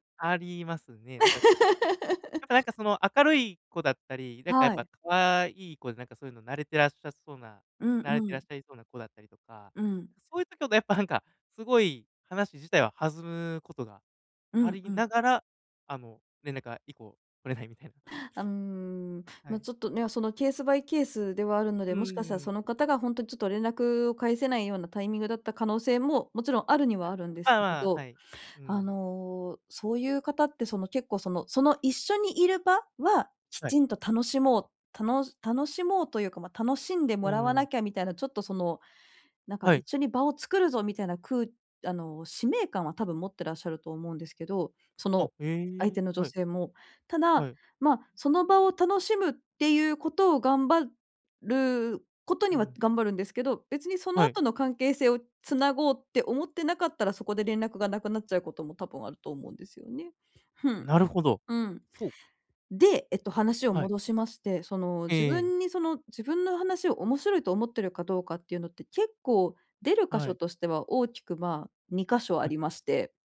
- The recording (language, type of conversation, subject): Japanese, advice, 相手の感情を正しく理解するにはどうすればよいですか？
- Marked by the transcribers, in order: laugh